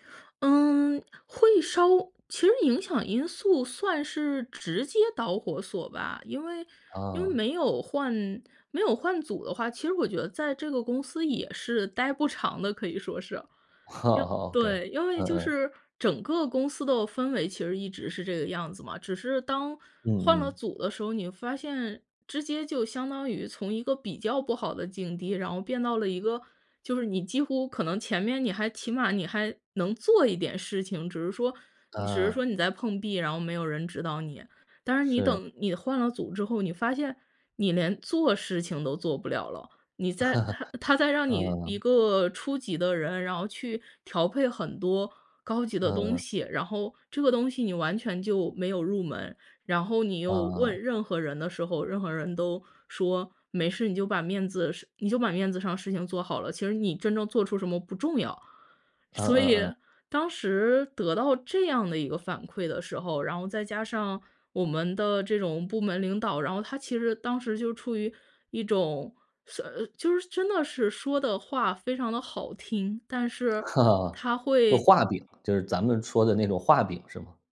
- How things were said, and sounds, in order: chuckle; laugh; laugh
- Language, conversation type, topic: Chinese, podcast, 你如何判断该坚持还是该放弃呢?